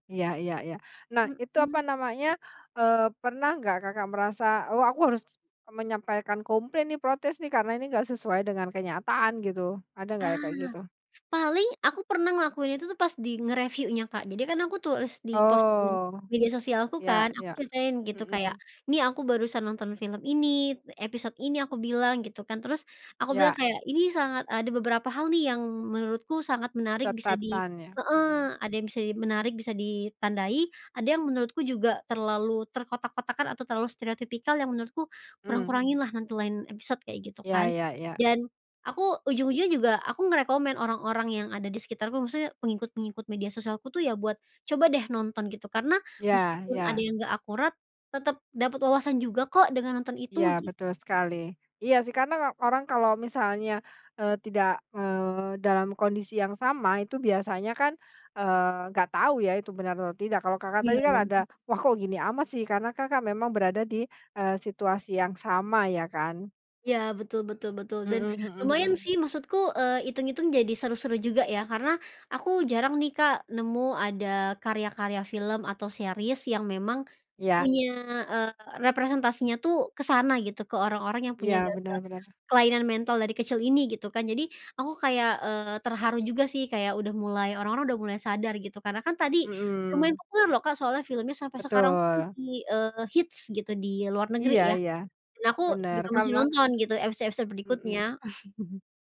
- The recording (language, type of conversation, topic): Indonesian, podcast, Bagaimana pengalamanmu melihat representasi komunitasmu di film atau televisi?
- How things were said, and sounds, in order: in English: "nge-recommend"; other background noise; in English: "series"; chuckle